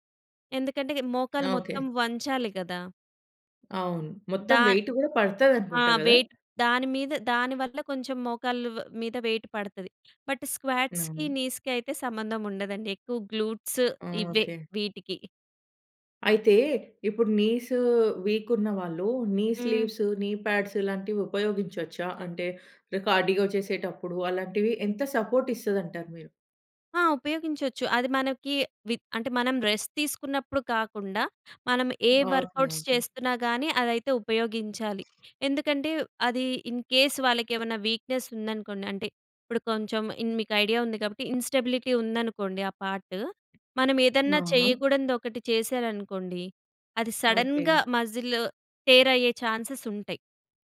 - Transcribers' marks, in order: in English: "వెయిట్"; in English: "వెయిట్"; in English: "వెయిట్"; in English: "బట్ స్క్వాట్స్‌కి, నీస్‍కి"; in English: "గ్లూట్స్"; in English: "వీక్"; in English: "నీ స్లీవ్స్ , నీ పాడ్స్"; in English: "సపోర్ట్"; in English: "రెస్ట్"; in English: "వర్క్‌ఔట్స్"; other background noise; in English: "ఇన్ కేస్"; in English: "వీక్‍నెస్"; in English: "ఐడియా"; in English: "ఇన్‌స్టబిలిటీ"; in English: "సడన్‍గా మసిల్ టేర్"; in English: "ఛాన్సెస్"
- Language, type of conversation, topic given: Telugu, podcast, బిజీ రోజువారీ కార్యాచరణలో హాబీకి సమయం ఎలా కేటాయిస్తారు?